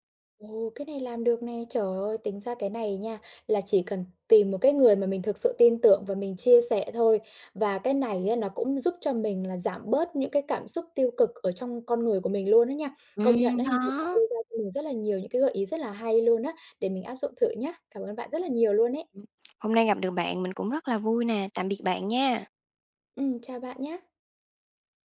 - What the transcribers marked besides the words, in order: tapping; other background noise
- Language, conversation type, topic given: Vietnamese, advice, Làm sao tôi có thể tìm thấy giá trị trong công việc nhàm chán hằng ngày?